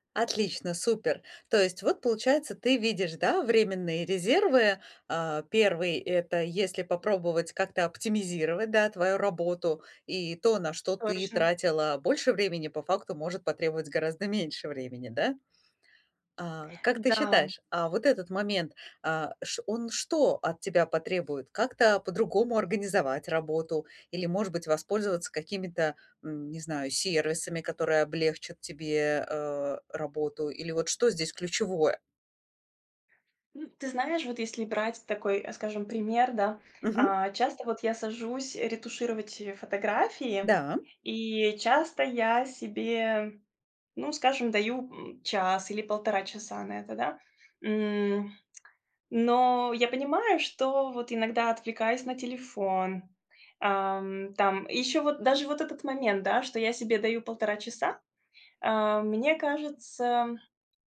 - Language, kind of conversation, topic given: Russian, advice, Как найти время для хобби при очень плотном рабочем графике?
- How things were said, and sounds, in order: none